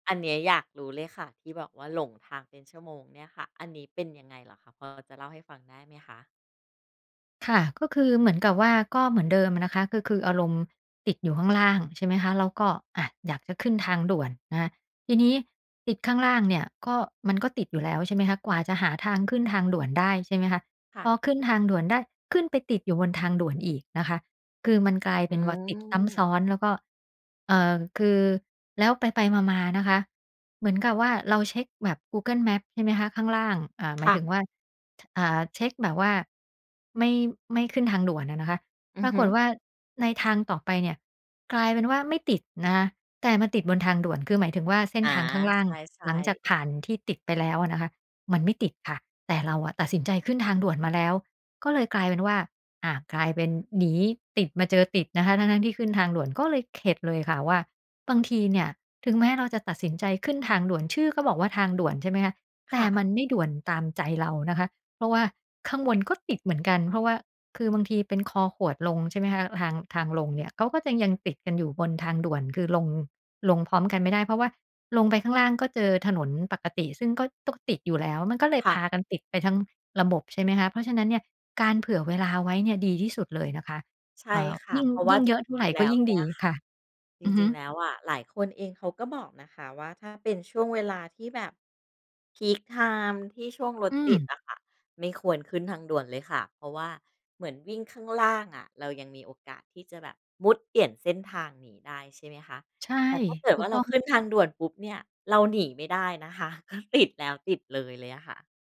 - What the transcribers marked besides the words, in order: in English: "พีกไทม์"; laughing while speaking: "ก็ติด"
- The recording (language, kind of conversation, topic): Thai, podcast, การหลงทางเคยสอนอะไรคุณบ้าง?